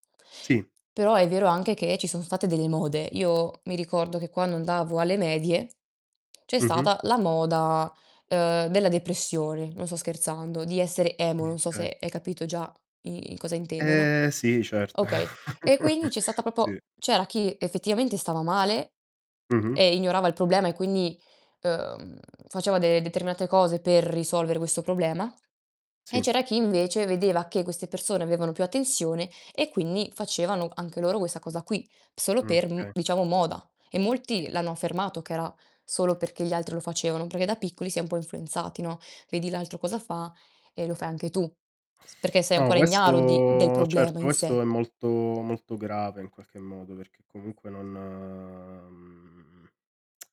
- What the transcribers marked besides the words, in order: distorted speech; "okay" said as "kay"; "proprio" said as "popo"; chuckle; "okay" said as "key"; drawn out: "questo"; drawn out: "non"; lip smack
- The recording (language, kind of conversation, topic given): Italian, unstructured, Cosa pensi delle persone che ignorano i problemi di salute mentale?
- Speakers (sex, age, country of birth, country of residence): female, 20-24, Italy, Italy; male, 30-34, Italy, Italy